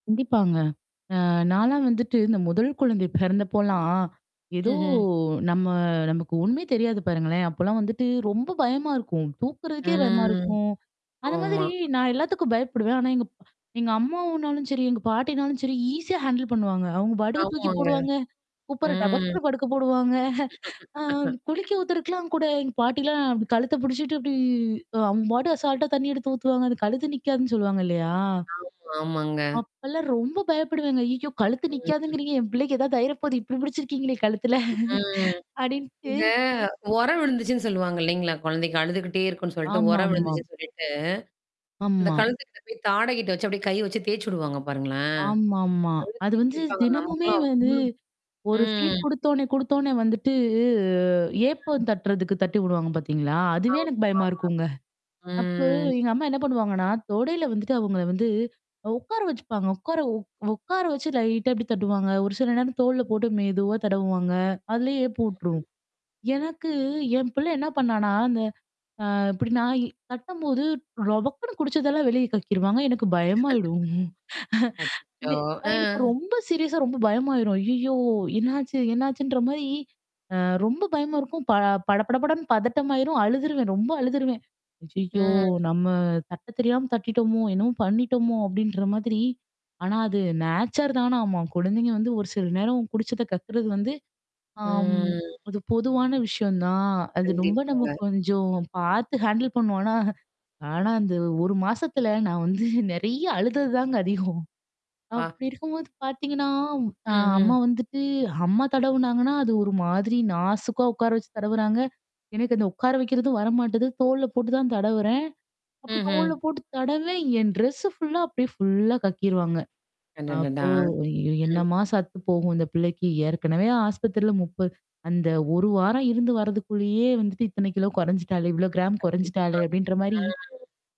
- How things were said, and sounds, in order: static; drawn out: "ம்"; other background noise; in English: "ஈஸியா ஹேண்டில்"; laughing while speaking: "டபக்குனு படுக்க போடுவாங்க"; laugh; in English: "அசால்ட்டா"; distorted speech; laughing while speaking: "என் பிள்ளைக்கு ஏதாவது ஆயிற போகுது இப்டி முடிச்சிருக்கீங்களே கழுத்துல. அப்படின்ட்டு"; in English: "ஃபீட்"; drawn out: "வந்துட்டு"; in English: "லைட்டா"; chuckle; sad: "அச்சச்சோ! அ"; laughing while speaking: "எனக் எனக்கு ரொம்ப சீரியஸா ரொம்ப பயமாயிரும்"; in English: "சீரியஸா"; in English: "நேச்சர்"; drawn out: "ம்"; in English: "ஹேண்டில்"; laughing while speaking: "ஆனா ஆனா, அந்த ஒரு மாசத்துல நான் வந்து நெறைய அழுதது தாங்க அதிகம்"; in English: "டெரெஸ்ஸ ஃபுல்லா"; in English: "ஃபுல்லா"
- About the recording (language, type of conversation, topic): Tamil, podcast, பிள்ளைகளை வளர்ப்பதில் முன்பிருந்த முறைகளும் இன்றைய முறைகளும் எவ்வாறு வேறுபடுகின்றன?